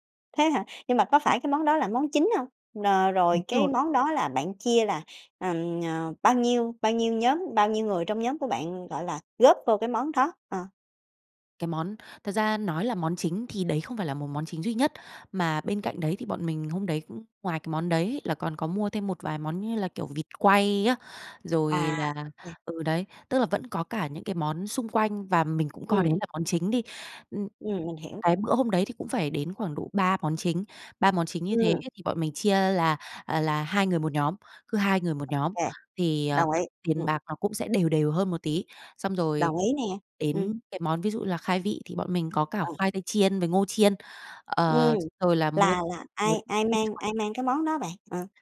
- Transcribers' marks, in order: none
- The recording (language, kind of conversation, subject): Vietnamese, podcast, Làm sao để tổ chức một buổi tiệc góp món thật vui mà vẫn ít căng thẳng?